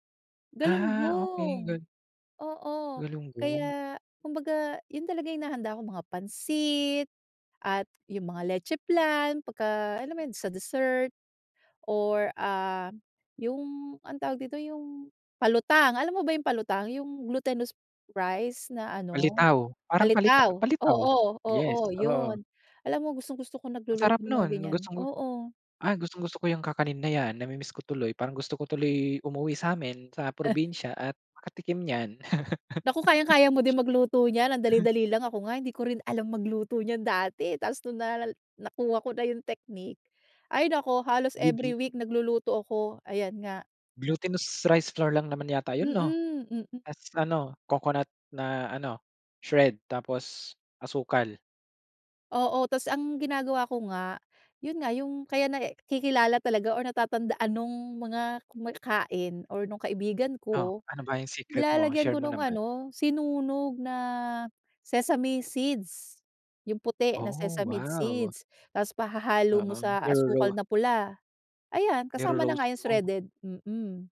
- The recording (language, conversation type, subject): Filipino, podcast, Ano ang ginagawa mo para maging hindi malilimutan ang isang pagkain?
- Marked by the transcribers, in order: "flan" said as "plan"; wind; laugh; other background noise; in English: "shred"; in English: "Niro-roast mo"; in English: "shredded"